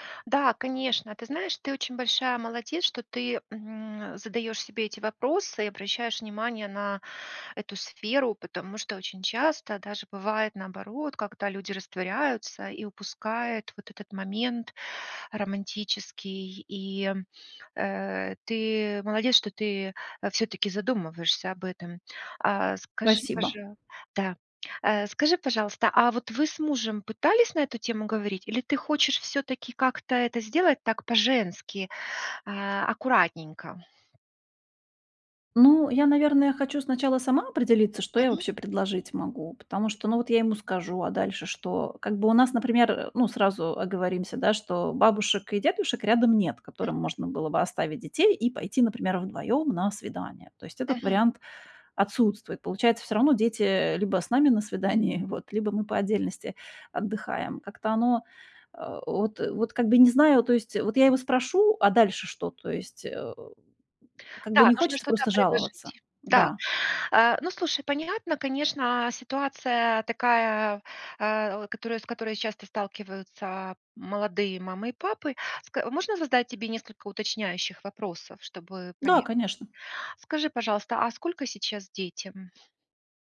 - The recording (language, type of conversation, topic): Russian, advice, Как перестать застревать в старых семейных ролях, которые мешают отношениям?
- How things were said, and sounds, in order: tapping; laughing while speaking: "свидании"; other background noise